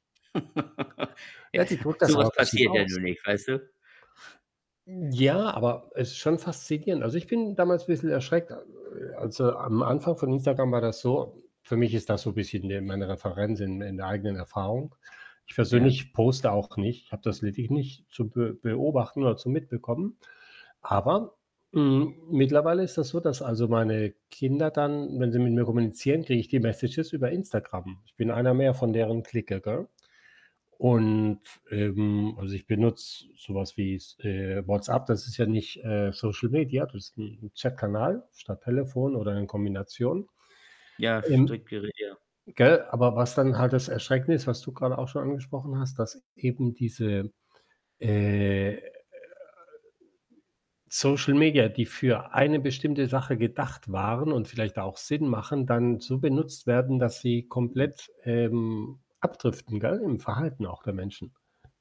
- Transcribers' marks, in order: laugh; chuckle; other background noise; distorted speech; static; snort; unintelligible speech; unintelligible speech; unintelligible speech; drawn out: "äh"
- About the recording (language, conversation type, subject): German, unstructured, Welche Rolle spielen soziale Medien in unserer Gesellschaft?